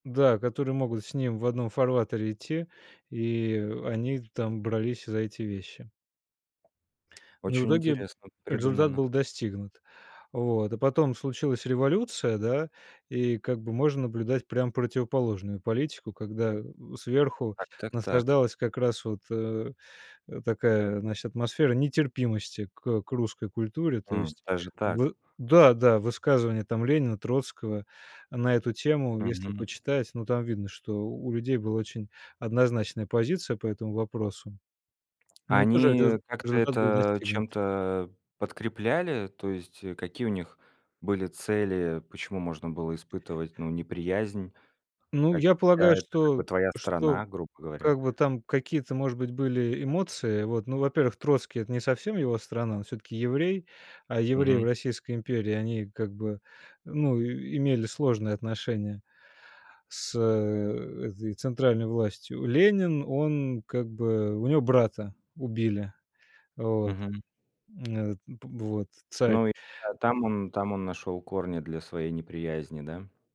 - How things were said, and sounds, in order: tapping; other background noise; swallow
- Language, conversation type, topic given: Russian, podcast, Как семья поддерживает или мешает проявлению гордости?